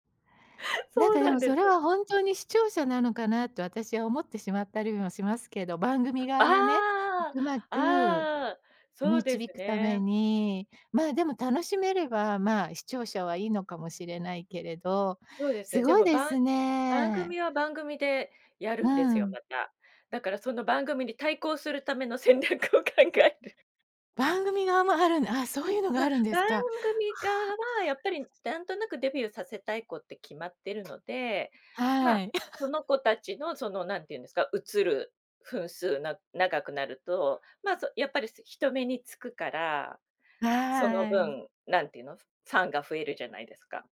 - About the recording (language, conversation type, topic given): Japanese, podcast, 最近ハマっている趣味は何ですか？
- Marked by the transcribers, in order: laugh; laughing while speaking: "戦略を考える"; chuckle